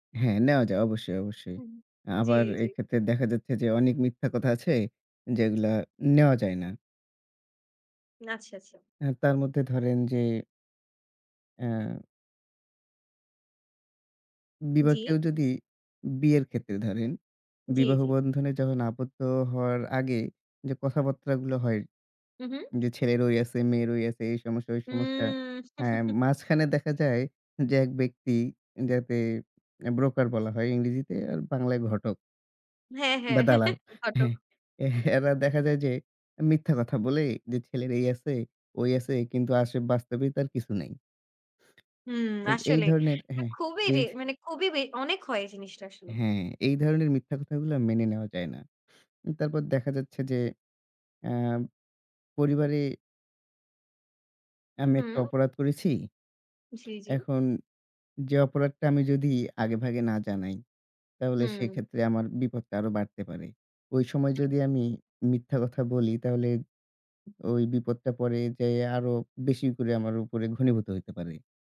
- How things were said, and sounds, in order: "কথাবার্তা" said as "কথাবাত্রা"; chuckle; in English: "ব্রোকার"; chuckle; tapping
- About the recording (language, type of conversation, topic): Bengali, unstructured, আপনি কি মনে করেন মিথ্যা বলা কখনো ঠিক?
- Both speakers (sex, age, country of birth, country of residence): female, 20-24, Bangladesh, Bangladesh; male, 25-29, Bangladesh, Bangladesh